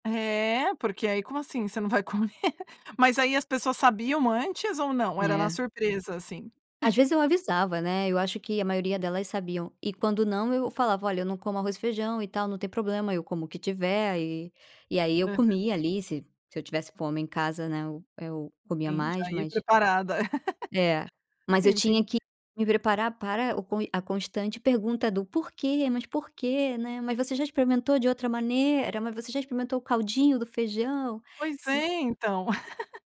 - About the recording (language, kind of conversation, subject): Portuguese, podcast, Como eram as refeições em família na sua infância?
- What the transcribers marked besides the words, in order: laughing while speaking: "comer?"; laugh; other background noise; giggle